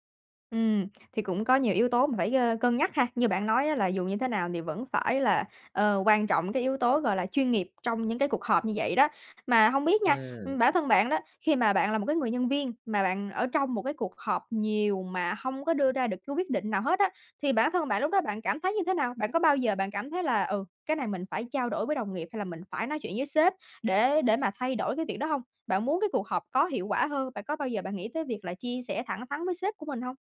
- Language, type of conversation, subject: Vietnamese, podcast, Làm thế nào để cuộc họp không bị lãng phí thời gian?
- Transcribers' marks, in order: tapping